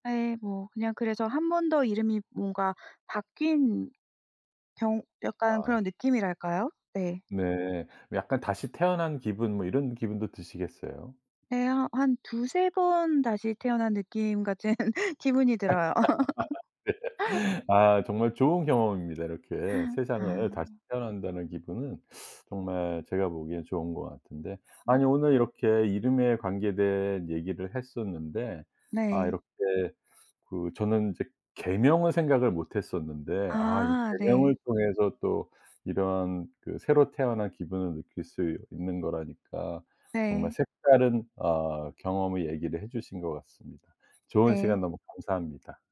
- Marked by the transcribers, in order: tapping; other background noise; laughing while speaking: "같은"; laugh; laughing while speaking: "들어요"; laughing while speaking: "네"; laugh
- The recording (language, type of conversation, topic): Korean, podcast, 네 이름에 담긴 이야기나 의미가 있나요?